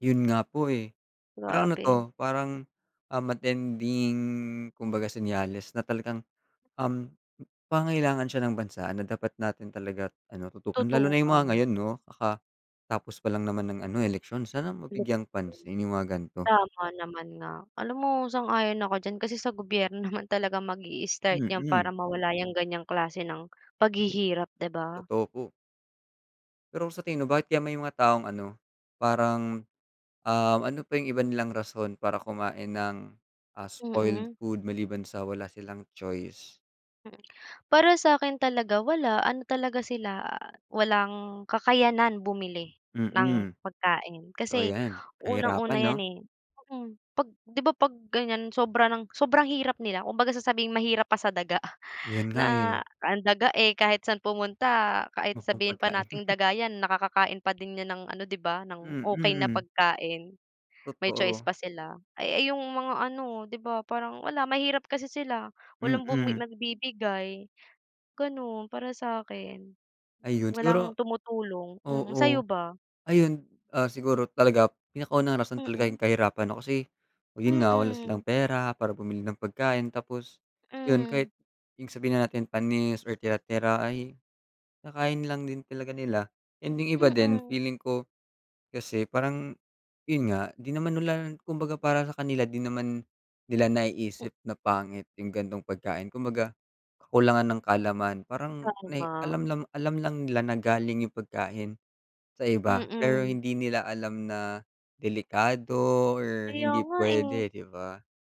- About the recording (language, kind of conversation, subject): Filipino, unstructured, Ano ang reaksyon mo sa mga taong kumakain ng basura o panis na pagkain?
- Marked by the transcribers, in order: tapping; unintelligible speech; other background noise; chuckle